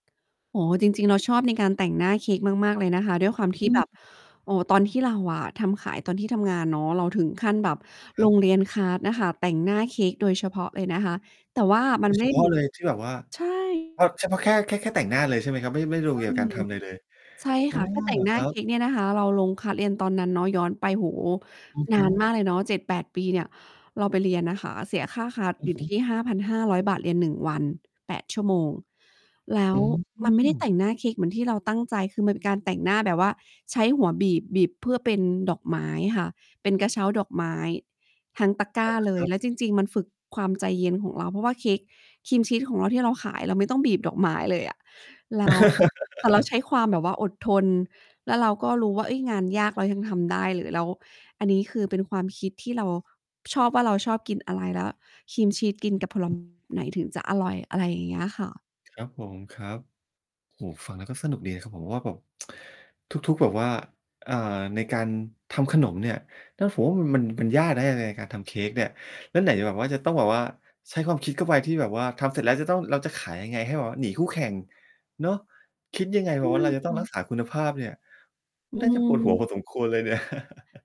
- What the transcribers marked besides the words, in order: distorted speech; other background noise; in English: "คลาส"; in English: "คลาส"; in English: "คลาส"; laugh; tapping; tsk; laugh
- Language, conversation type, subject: Thai, podcast, คุณเคยมีประสบการณ์ที่ความคิดสร้างสรรค์ช่วยเปลี่ยนมุมมองชีวิตของคุณไหม?